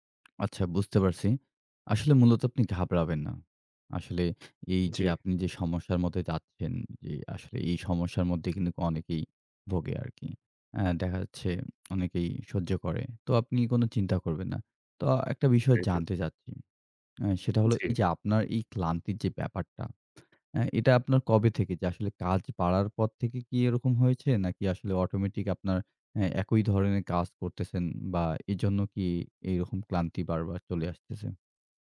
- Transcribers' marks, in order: other background noise; tapping
- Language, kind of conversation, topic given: Bengali, advice, নিয়মিত ক্লান্তি ও বার্নআউট কেন অনুভব করছি এবং কীভাবে সামলাতে পারি?